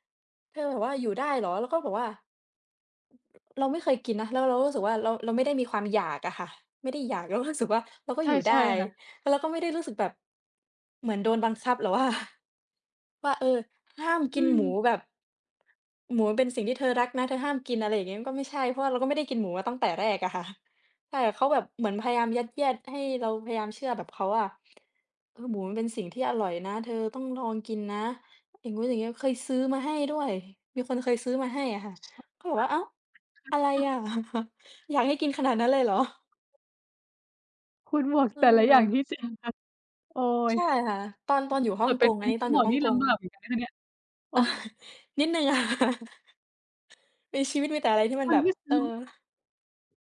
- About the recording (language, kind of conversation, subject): Thai, unstructured, คุณเคยรู้สึกขัดแย้งกับคนที่มีความเชื่อต่างจากคุณไหม?
- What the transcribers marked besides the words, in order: other background noise; unintelligible speech; chuckle; other noise; chuckle; laughing while speaking: "ค่ะ"; chuckle